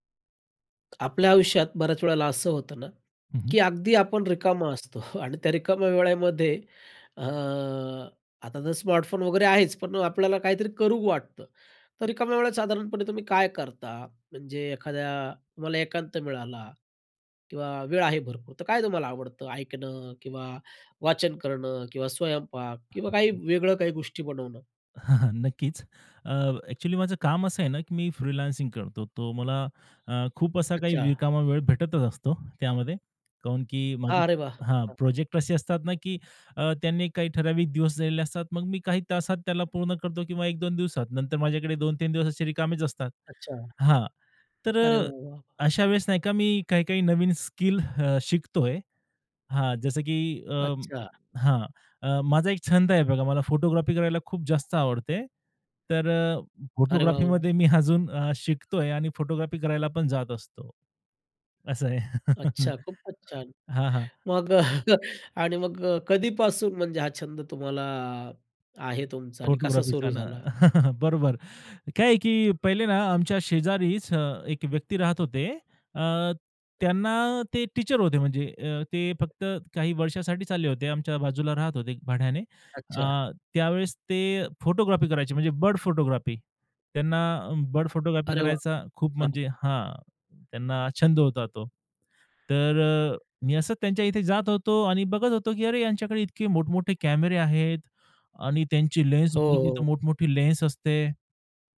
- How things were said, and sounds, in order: chuckle; other background noise; other noise; chuckle; tapping; in English: "फ्रीलान्सिंग"; "कारण" said as "काहून"; in English: "फोटोग्राफी"; in English: "फोटोग्राफीमध्ये"; chuckle; in English: "फोटोग्राफी"; chuckle; in English: "फोटोग्राफीचं"; chuckle; in English: "टीचर"; in English: "फोटोग्राफी"; in English: "बर्ड फोटोग्राफी"; in English: "बर्ड फोटोग्राफी"; unintelligible speech
- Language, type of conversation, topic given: Marathi, podcast, मोकळ्या वेळेत तुम्हाला सहजपणे काय करायला किंवा बनवायला आवडतं?